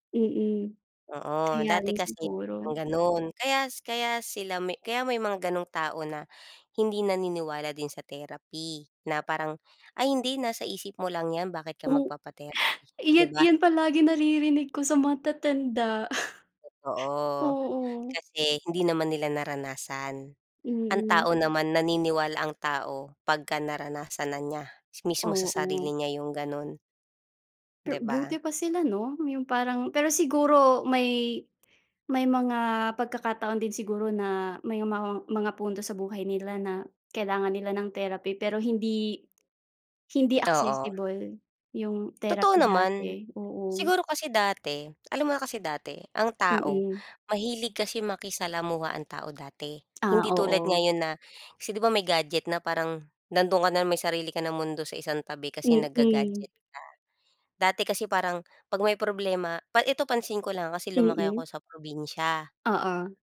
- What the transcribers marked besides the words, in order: other background noise; tapping
- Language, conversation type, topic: Filipino, unstructured, Ano ang masasabi mo sa mga taong hindi naniniwala sa pagpapayo ng dalubhasa sa kalusugang pangkaisipan?